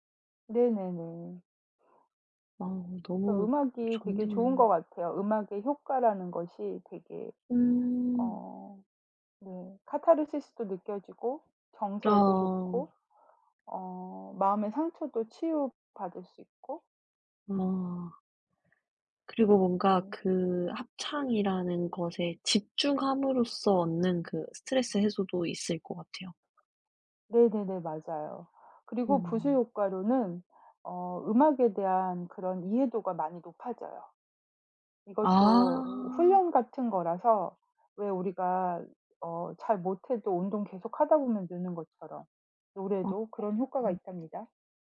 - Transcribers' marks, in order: other background noise; unintelligible speech
- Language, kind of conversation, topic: Korean, unstructured, 음악 감상과 독서 중 어떤 활동을 더 즐기시나요?